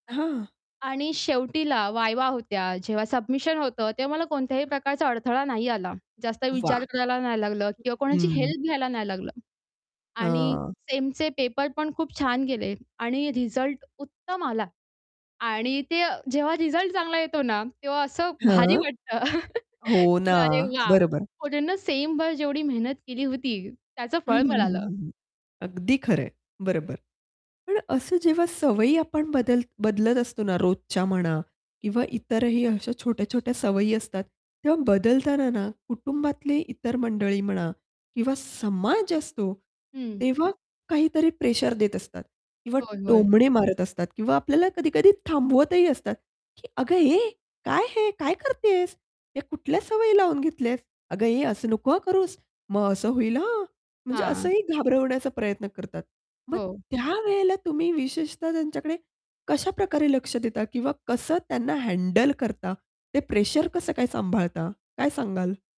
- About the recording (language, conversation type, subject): Marathi, podcast, रोजच्या सवयी बदलल्याने व्यक्तिमत्त्वात कसा बदल होतो?
- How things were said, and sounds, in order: static; other background noise; tapping; laugh